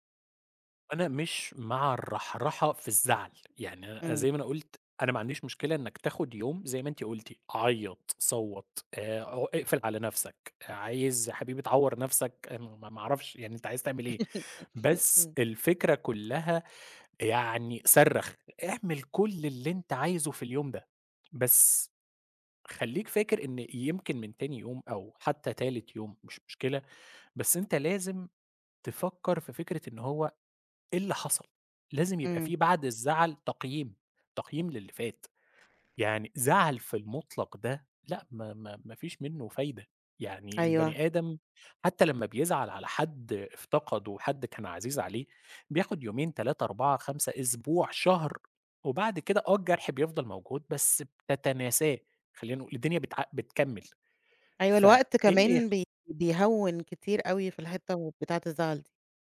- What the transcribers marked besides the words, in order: chuckle; tapping
- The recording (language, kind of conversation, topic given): Arabic, podcast, بتشارك فشلك مع الناس؟ ليه أو ليه لأ؟